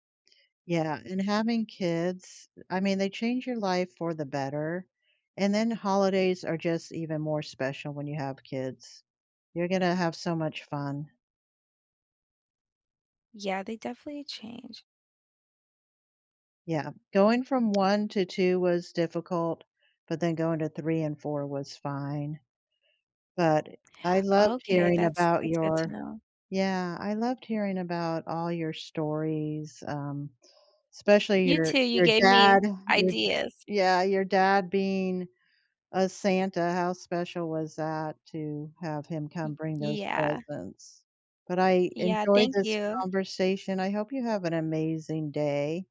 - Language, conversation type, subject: English, unstructured, What is a holiday memory that always warms your heart?
- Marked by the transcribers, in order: tapping